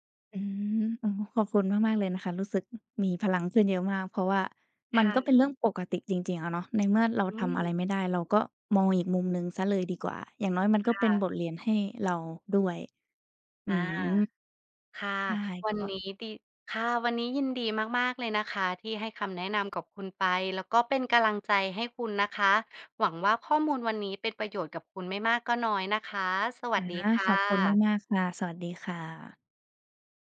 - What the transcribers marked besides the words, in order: other background noise; tapping
- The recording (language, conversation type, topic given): Thai, advice, คุณรู้สึกกลัวความล้มเหลวจนไม่กล้าเริ่มลงมือทำอย่างไร